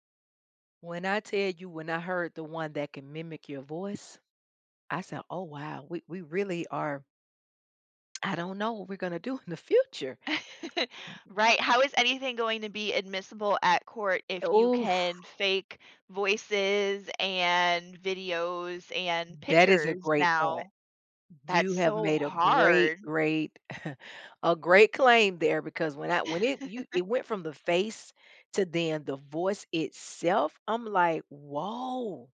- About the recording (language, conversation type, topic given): English, unstructured, How has technology changed the way we approach everyday challenges?
- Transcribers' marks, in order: laugh; other background noise; stressed: "hard"; scoff; giggle; drawn out: "Woah"